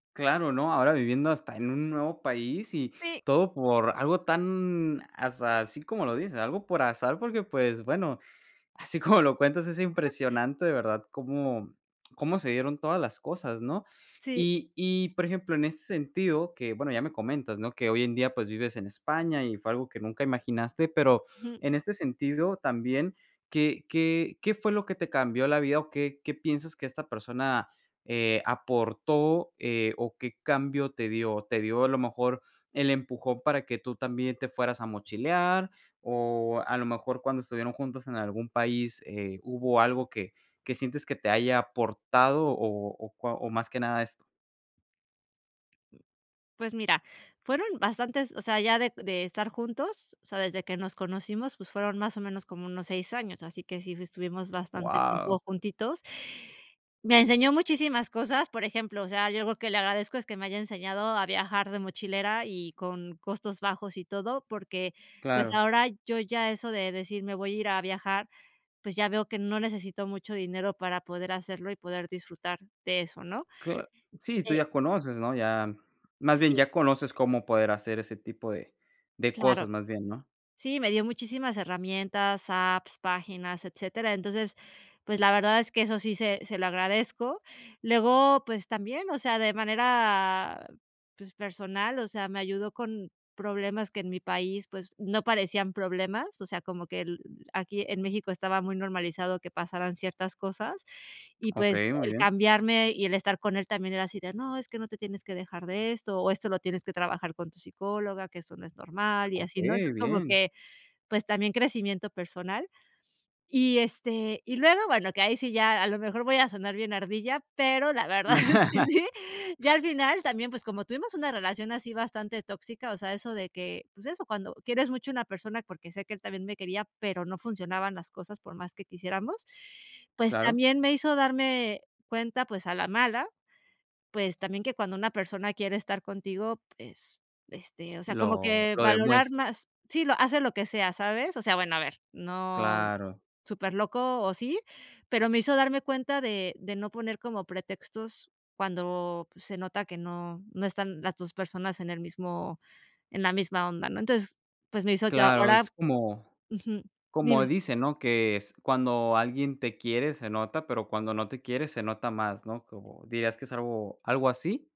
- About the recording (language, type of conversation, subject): Spanish, podcast, ¿Has conocido a alguien por casualidad que haya cambiado tu vida?
- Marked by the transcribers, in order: other background noise; tapping; laugh; laughing while speaking: "la verdad es que sí"